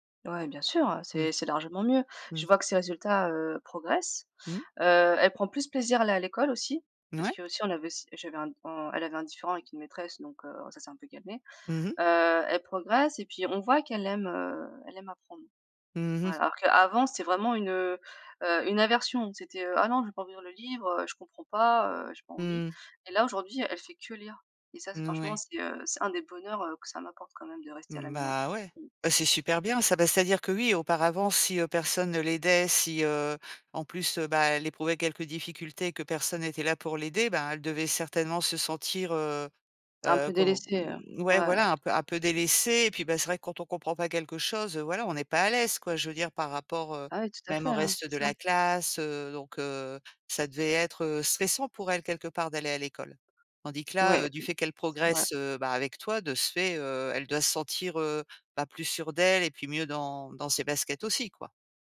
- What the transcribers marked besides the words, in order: tapping; other noise; other background noise
- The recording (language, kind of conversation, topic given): French, podcast, Comment choisis-tu d’équilibrer ta vie de famille et ta carrière ?